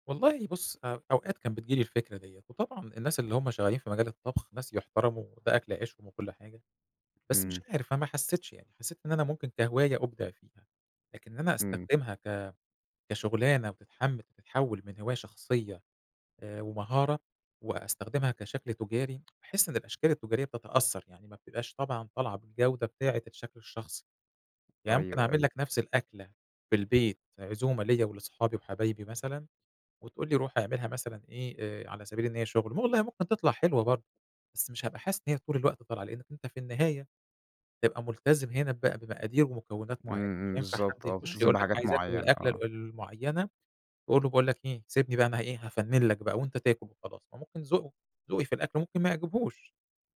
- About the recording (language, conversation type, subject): Arabic, podcast, إيه هي هوايتك المفضلة وليه؟
- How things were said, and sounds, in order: other background noise